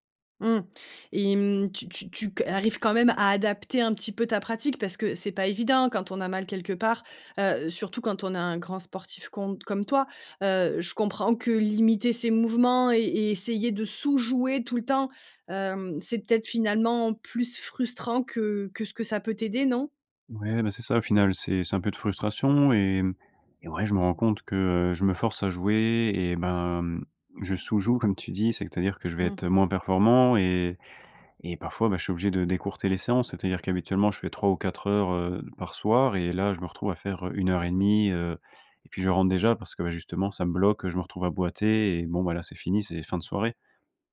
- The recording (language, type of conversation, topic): French, advice, Quelle blessure vous empêche de reprendre l’exercice ?
- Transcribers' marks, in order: stressed: "sous"